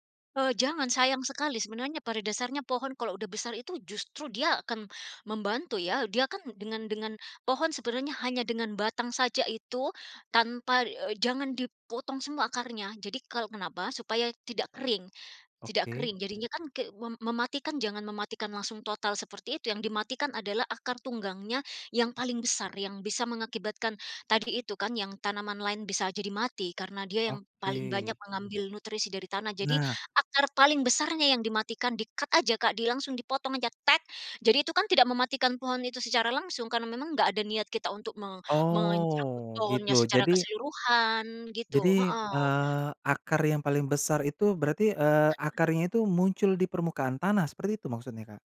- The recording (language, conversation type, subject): Indonesian, podcast, Kenapa kamu tertarik mulai berkebun, dan bagaimana caranya?
- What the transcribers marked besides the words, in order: other background noise; tapping; in English: "di-cut"; unintelligible speech